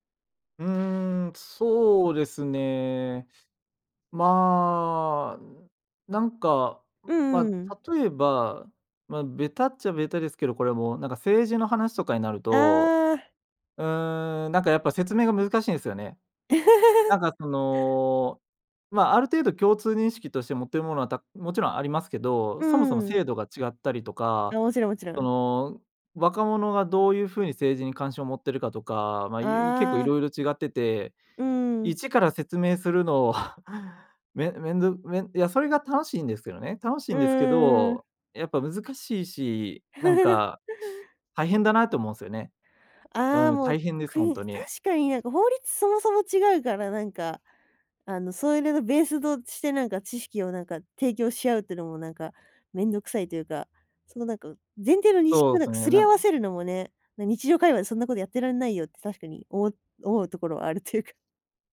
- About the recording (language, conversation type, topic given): Japanese, podcast, 誰でも気軽に始められる交流のきっかけは何ですか？
- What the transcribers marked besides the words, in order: chuckle; chuckle; chuckle; laughing while speaking: "というか"